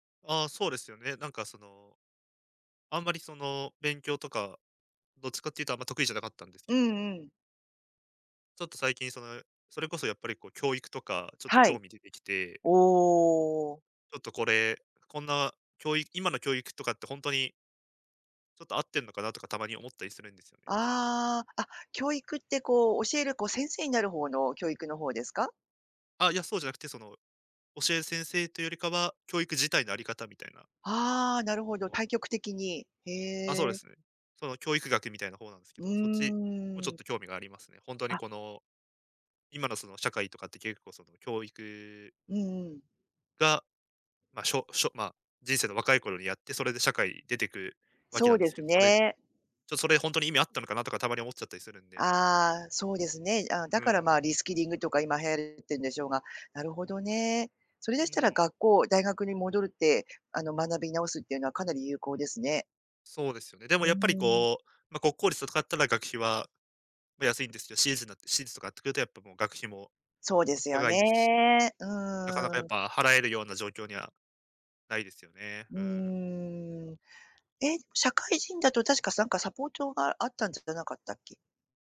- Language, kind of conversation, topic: Japanese, advice, 学校に戻って学び直すべきか、どう判断すればよいですか？
- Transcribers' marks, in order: none